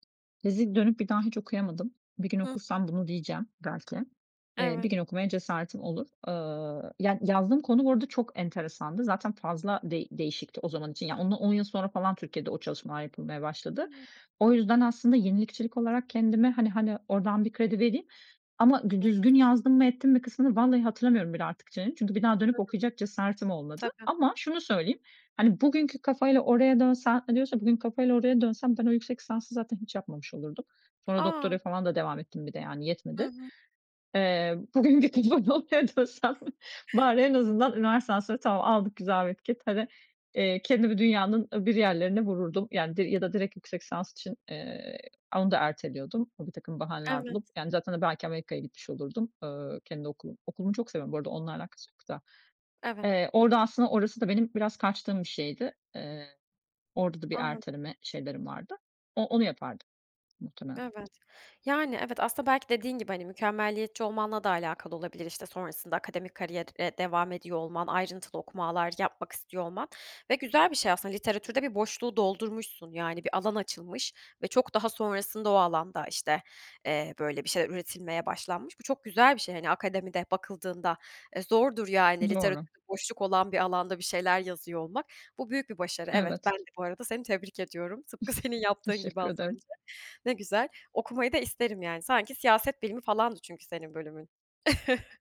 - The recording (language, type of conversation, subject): Turkish, podcast, Hatalardan ders çıkarmak için hangi soruları sorarsın?
- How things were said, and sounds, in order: other background noise; unintelligible speech; laughing while speaking: "bugün gidip o noktaya dönsem"; tapping; chuckle; laughing while speaking: "tıpkı senin yaptığın gibi az önce"; chuckle